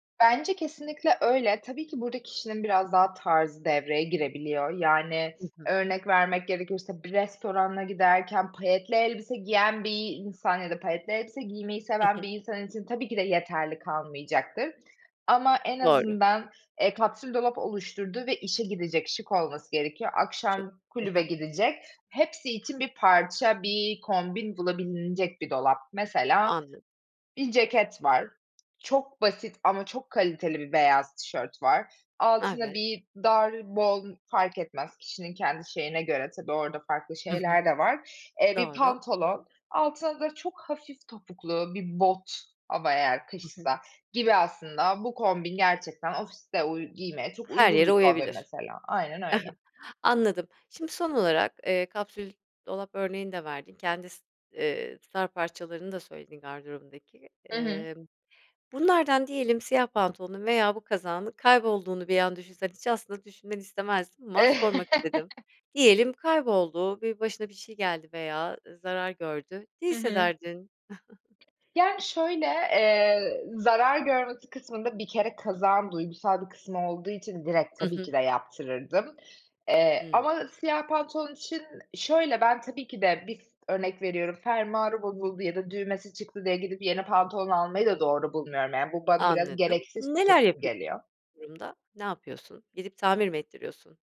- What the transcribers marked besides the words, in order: chuckle; chuckle; chuckle; other background noise
- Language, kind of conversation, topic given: Turkish, podcast, Gardırobunuzda vazgeçemediğiniz parça hangisi ve neden?